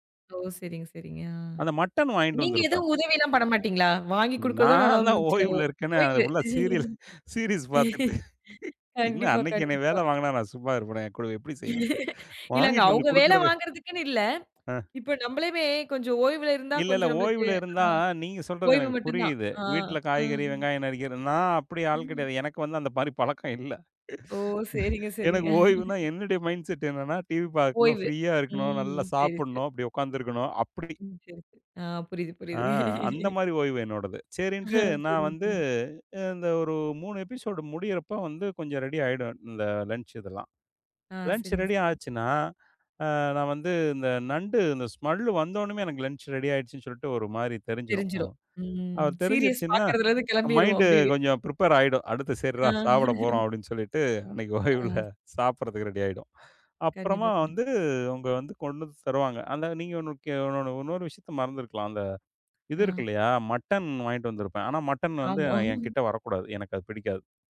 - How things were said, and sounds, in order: other background noise; laughing while speaking: "நால்லாம் ஓய்வுல இருக்கன்னே அத ஃபுல்லா … கூட எப்படி செய்வேன்?"; in English: "சீரிஸ்"; laugh; laugh; unintelligible speech; "மாரி" said as "பாரி"; laugh; in English: "மைண்ட்செட்"; laugh; laugh; in English: "எபிசோட்"; in English: "மைண்டு"; in English: "சீரியஸ்"; in English: "ப்ரிப்பேர்"; laugh; laughing while speaking: "அன்னைக்கு ஓய்வுல"; laugh
- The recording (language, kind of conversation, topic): Tamil, podcast, ஒரு நாளுக்கான பரிபூரண ஓய்வை நீங்கள் எப்படி வர்ணிப்பீர்கள்?